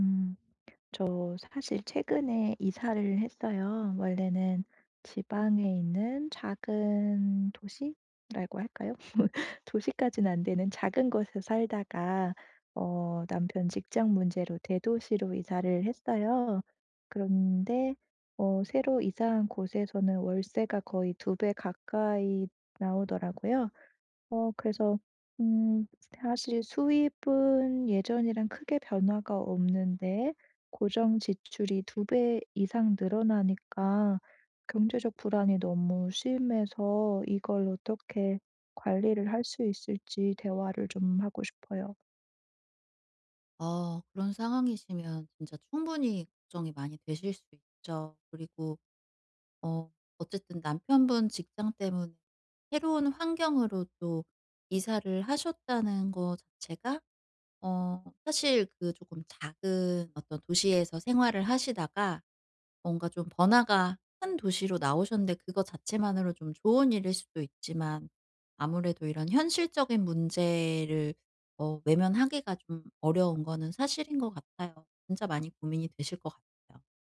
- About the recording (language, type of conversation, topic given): Korean, advice, 경제적 불안 때문에 잠이 안 올 때 어떻게 관리할 수 있을까요?
- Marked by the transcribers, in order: tapping